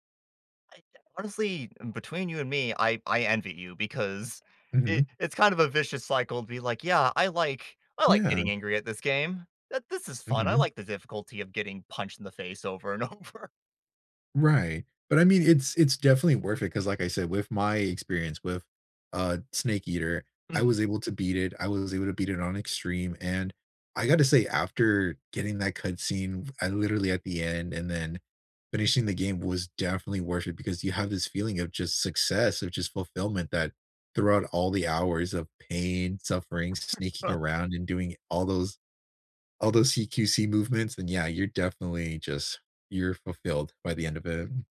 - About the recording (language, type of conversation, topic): English, unstructured, What hobby should I try to de-stress and why?
- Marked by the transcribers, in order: laughing while speaking: "over"; chuckle; tapping